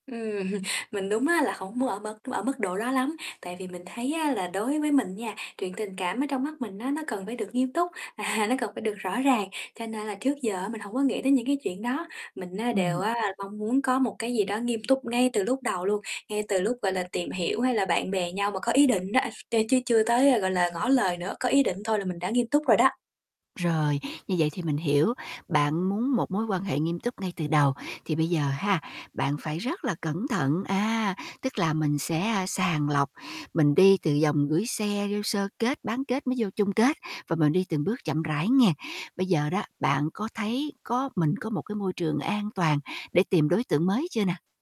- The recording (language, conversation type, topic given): Vietnamese, advice, Làm sao để bắt đầu một mối quan hệ mới an toàn khi bạn sợ bị tổn thương lần nữa?
- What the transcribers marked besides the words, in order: laughing while speaking: "Ừm"; static; laughing while speaking: "à"; tapping